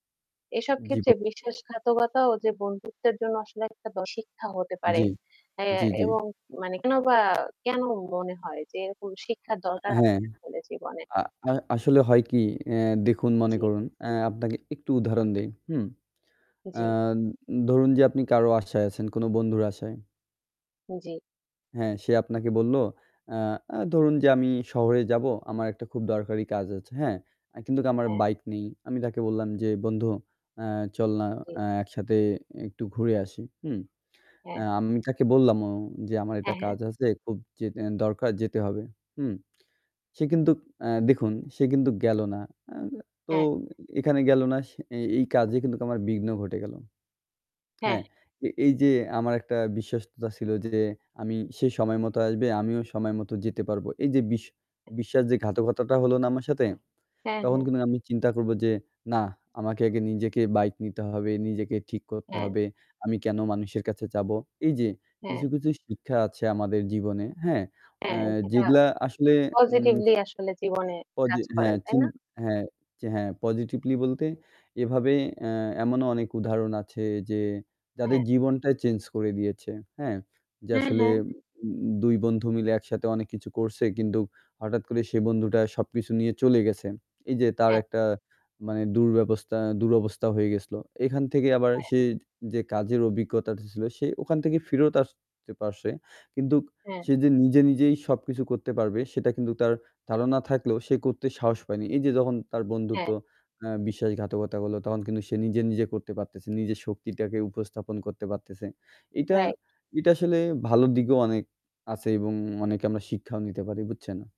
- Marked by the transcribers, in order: static; distorted speech; tapping; other noise
- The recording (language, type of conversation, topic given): Bengali, unstructured, বন্ধুত্বে আপনি কি কখনো বিশ্বাসঘাতকতার শিকার হয়েছেন, আর তা আপনার জীবনে কী প্রভাব ফেলেছে?